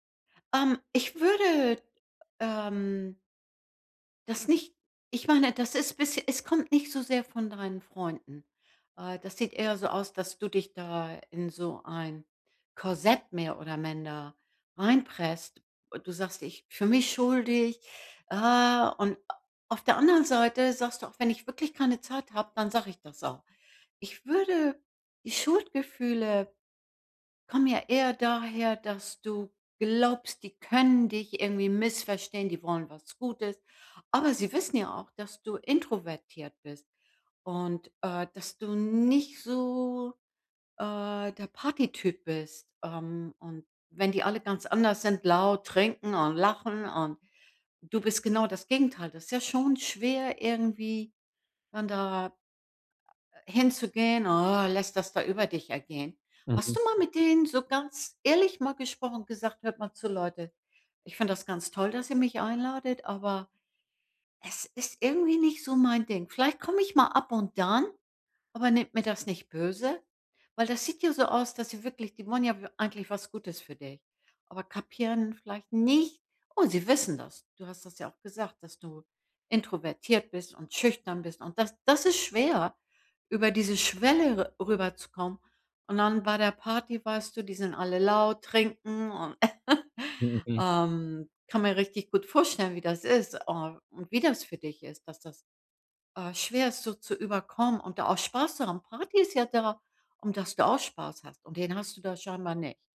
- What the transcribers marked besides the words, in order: other background noise; other noise; laugh
- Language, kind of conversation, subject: German, advice, Wie kann ich höflich Nein zu Einladungen sagen, ohne Schuldgefühle zu haben?